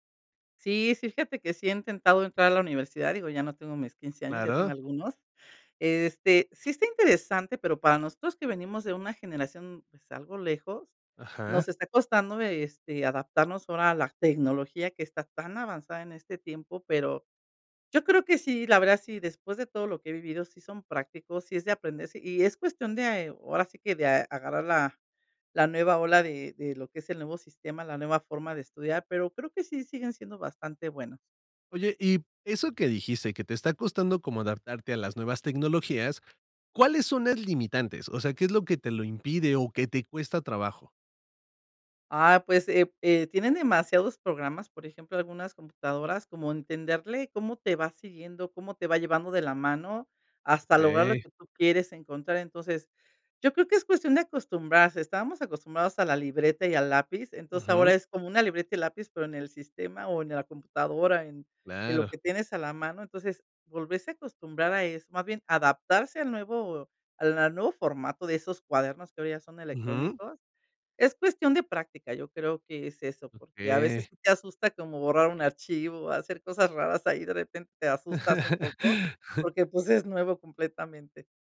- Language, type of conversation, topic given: Spanish, podcast, ¿Qué opinas de aprender por internet hoy en día?
- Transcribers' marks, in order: other background noise; laugh